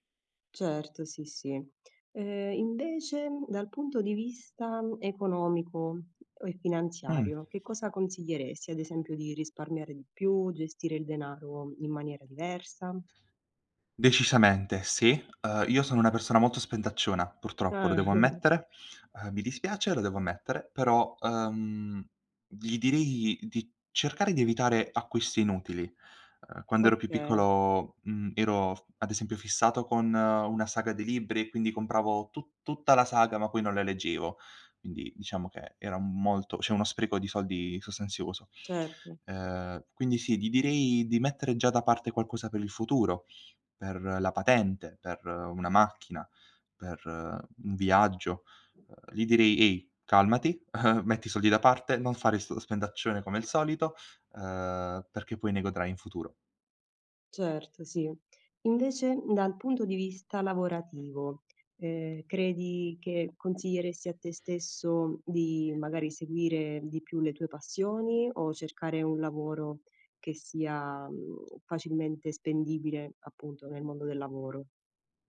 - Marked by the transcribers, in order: other background noise; tapping; chuckle; "cioè" said as "ceh"; chuckle
- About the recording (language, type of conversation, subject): Italian, podcast, Quale consiglio daresti al tuo io più giovane?